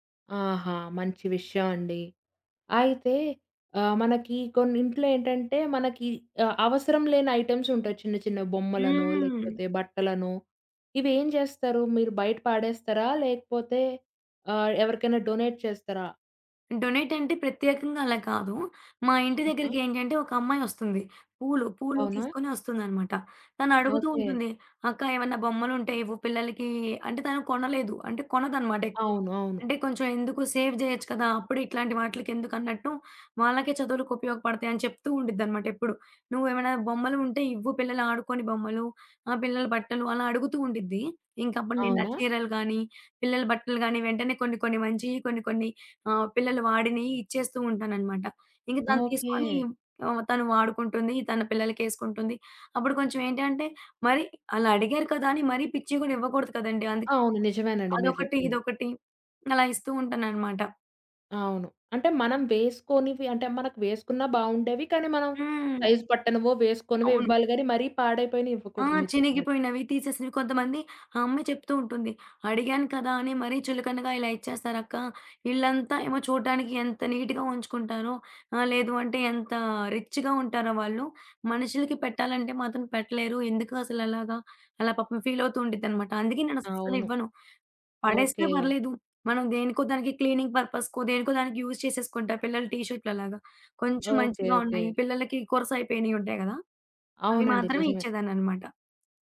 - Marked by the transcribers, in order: in English: "డొనేట్"; in English: "డొనేట్"; in English: "సేవ్"; other background noise; in English: "సైజ్"; in English: "క్లీనింగ్ పర్పస్‌కో"; in English: "యూజ్"
- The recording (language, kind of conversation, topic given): Telugu, podcast, 10 నిమిషాల్లో రోజూ ఇల్లు సర్దేసేందుకు మీ చిట్కా ఏమిటి?